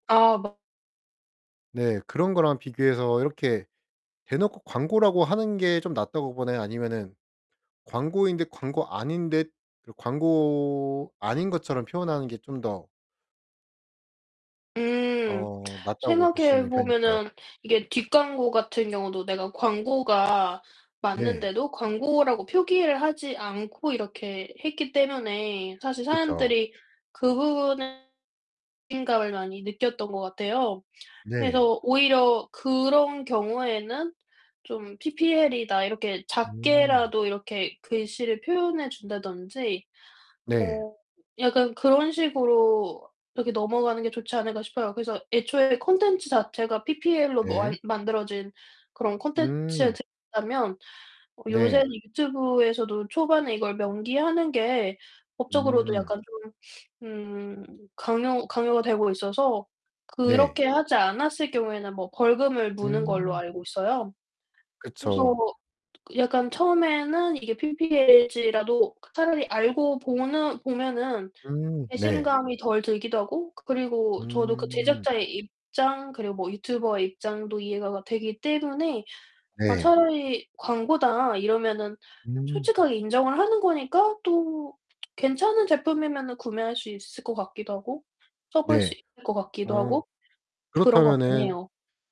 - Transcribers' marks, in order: distorted speech; "아닌듯" said as "아닌뎃"; other background noise; unintelligible speech; background speech; tapping
- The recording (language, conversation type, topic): Korean, podcast, PPL이나 광고가 작품의 완성도와 몰입감에 어떤 영향을 미치나요?